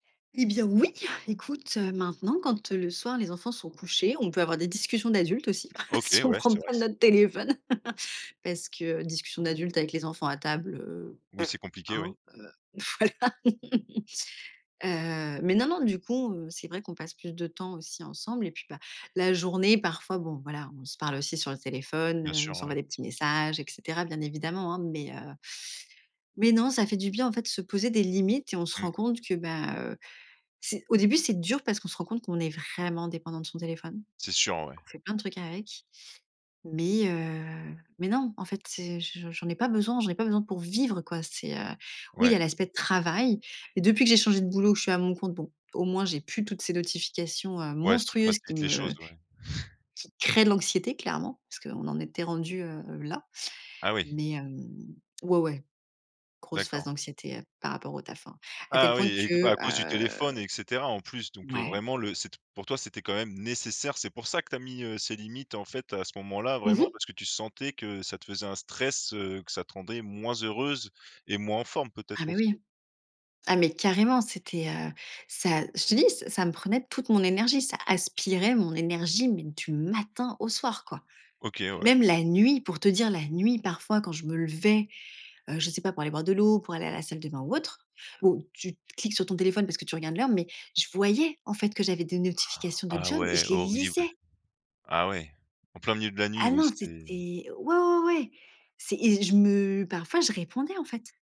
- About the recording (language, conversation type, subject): French, podcast, Qu’est-ce que tu gagnes à passer du temps sans téléphone ?
- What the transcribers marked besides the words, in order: chuckle; tapping; chuckle; laughing while speaking: "si on prend pas notre téléphone"; lip trill; laughing while speaking: "voilà"; laugh; stressed: "vraiment"; stressed: "vivre"; chuckle; stressed: "monstrueuses"; stressed: "créent"; drawn out: "heu"; stressed: "nécessaire"; stressed: "aspirait"; stressed: "matin"; stressed: "nuit"; stressed: "nuit"; stressed: "voyais"; inhale; stressed: "lisais"